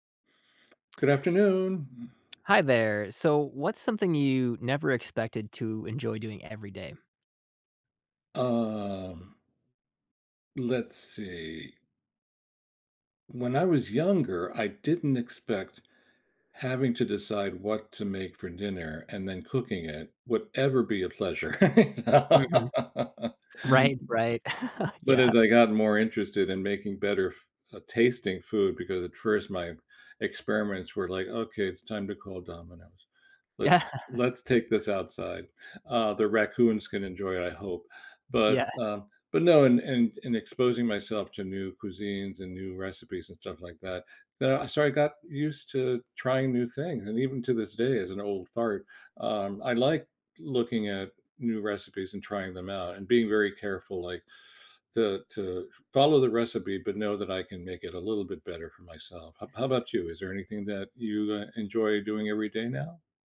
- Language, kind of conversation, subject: English, unstructured, What did you never expect to enjoy doing every day?
- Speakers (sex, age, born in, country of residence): male, 35-39, United States, United States; male, 70-74, Venezuela, United States
- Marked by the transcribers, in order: other background noise; laugh; swallow; chuckle; laughing while speaking: "Yeah"; tapping; laughing while speaking: "Yeah"